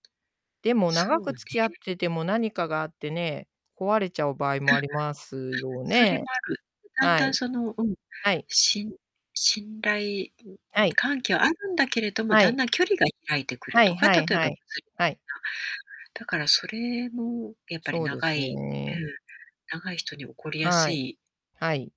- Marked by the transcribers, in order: distorted speech; unintelligible speech
- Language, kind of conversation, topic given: Japanese, unstructured, 友達と信頼関係を築くには、どうすればいいですか？